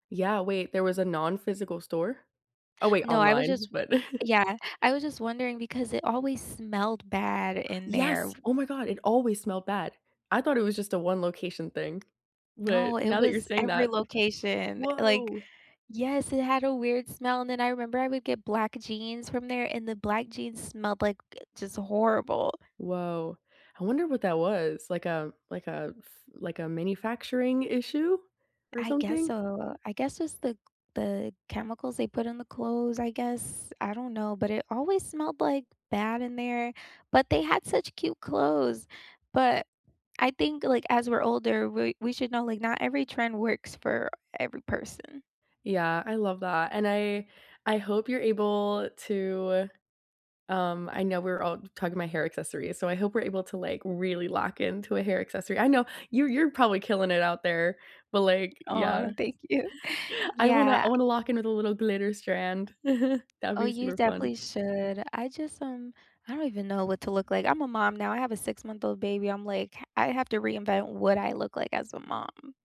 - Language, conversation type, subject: English, unstructured, Which pop culture trends do you secretly wish would make a comeback, and what memories make them special?
- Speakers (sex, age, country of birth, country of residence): female, 20-24, United States, United States; female, 25-29, United States, United States
- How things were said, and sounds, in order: chuckle; other background noise; anticipating: "Yes, oh, my god, it always smelled bad"; tapping; laughing while speaking: "you"; chuckle; chuckle